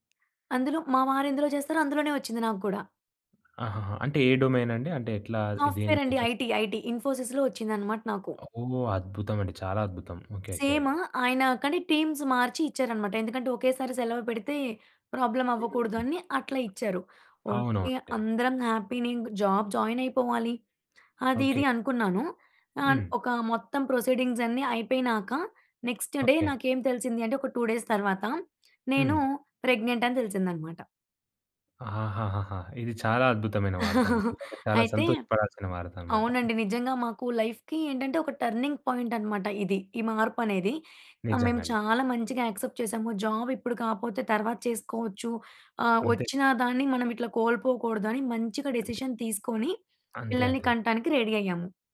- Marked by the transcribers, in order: tapping; other background noise; in English: "ఐటీ. ఐటీ"; in English: "సేమ్"; in English: "టీమ్స్"; in English: "హ్యాపీనే"; in English: "జాబ్"; in English: "నెక్స్ట్ డే"; in English: "టూ డేస్"; laugh; other noise; in English: "లైఫ్‌కి"; in English: "టర్నింగ్"; in English: "యాక్సెప్ట్"; in English: "డెసిషన్"; in English: "రెడీ"
- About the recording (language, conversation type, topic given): Telugu, podcast, ఒక పెద్ద తప్పు చేసిన తర్వాత నిన్ను నీవే ఎలా క్షమించుకున్నావు?